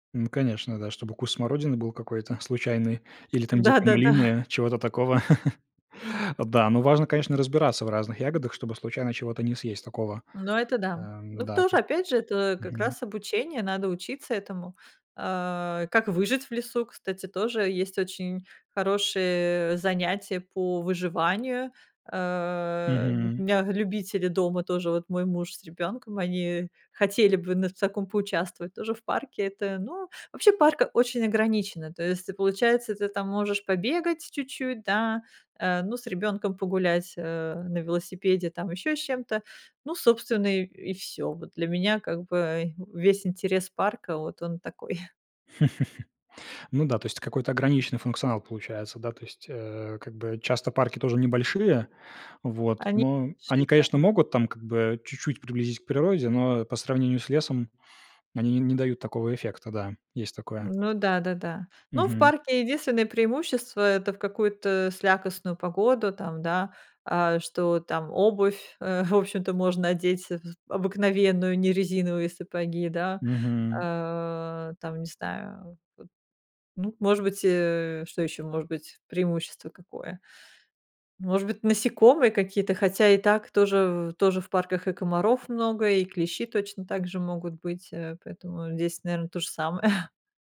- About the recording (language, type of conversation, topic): Russian, podcast, Чем для вас прогулка в лесу отличается от прогулки в парке?
- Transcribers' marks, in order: laughing while speaking: "Да-да-да"; laugh; tapping; laughing while speaking: "такой"; laugh; unintelligible speech; chuckle; laughing while speaking: "самое"